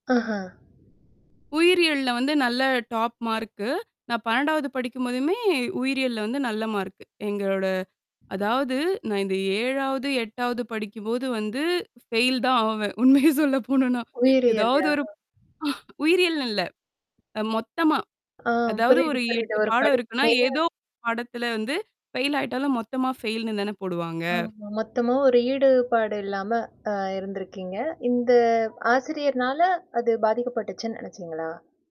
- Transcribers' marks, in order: static; in English: "டாப் மார்க்கு"; tapping; drawn out: "படிக்கும்போதுமே"; in English: "ஃபெயில்"; laughing while speaking: "உண்மையே சொல்ல போனும்னா. எதாவது ஒரு"; distorted speech; in English: "ஃபெயில்"; in English: "ஃபெயில்னு"; other background noise; drawn out: "இந்த"
- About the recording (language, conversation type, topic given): Tamil, podcast, நீங்கள் ஒரு ஆசிரியரை வாழ்க்கையின் சரியான நேரத்தில் சந்தித்திருக்கிறீர்களா?